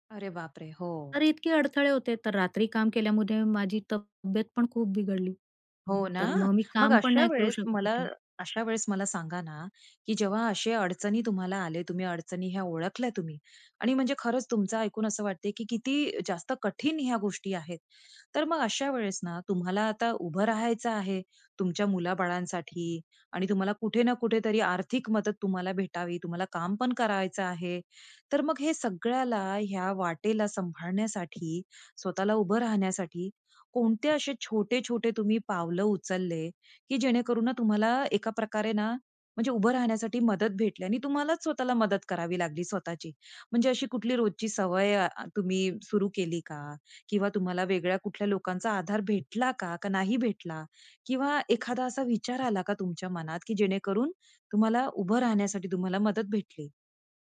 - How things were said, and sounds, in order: tapping; "केल्यामुळे" said as "केल्यामुदे"; other background noise
- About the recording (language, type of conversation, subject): Marathi, podcast, वाटेत अडथळे आले की तुम्ही पुन्हा उभं कसं राहता?